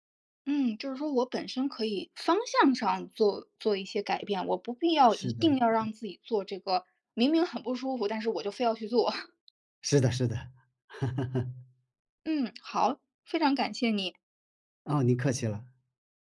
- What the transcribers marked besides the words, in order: laugh; laugh
- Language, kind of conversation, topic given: Chinese, advice, 在健身房时我总会感到害羞或社交焦虑，该怎么办？